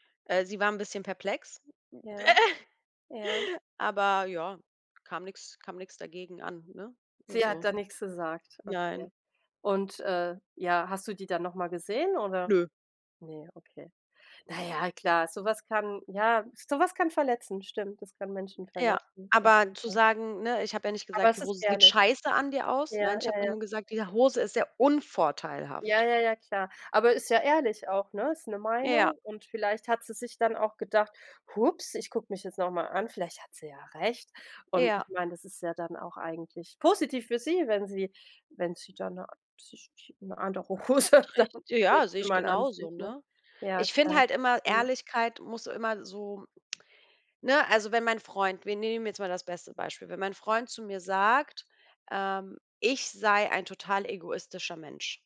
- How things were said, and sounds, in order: chuckle; unintelligible speech; stressed: "unvorteilhaft"; laughing while speaking: "Hose dann"
- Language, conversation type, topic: German, unstructured, Wie kannst du deine Meinung sagen, ohne jemanden zu verletzen?